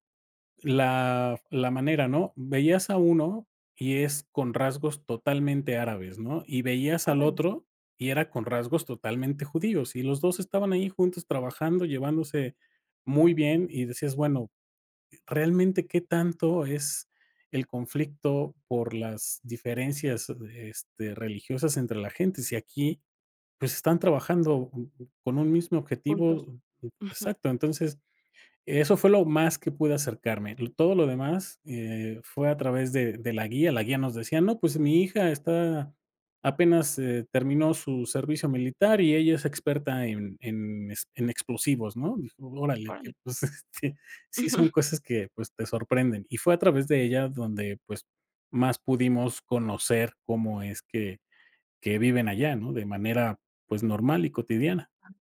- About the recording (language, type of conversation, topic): Spanish, podcast, ¿Qué aprendiste sobre la gente al viajar por distintos lugares?
- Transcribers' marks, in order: tapping; laughing while speaking: "este"; chuckle